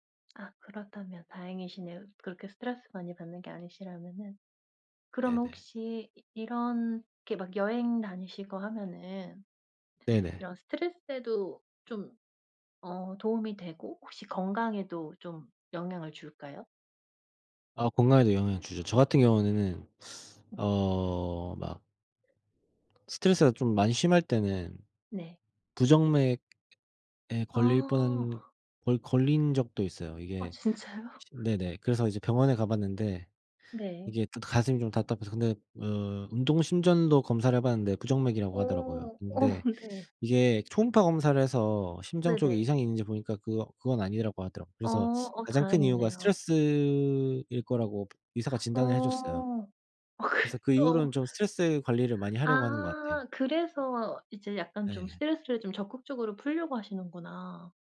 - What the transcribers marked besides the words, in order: "이렇게" said as "이런케"; other background noise; teeth sucking; tapping; laughing while speaking: "아 진짜요?"; laughing while speaking: "어 네"; laughing while speaking: "아 그 또"
- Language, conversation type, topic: Korean, unstructured, 취미가 스트레스 해소에 어떻게 도움이 되나요?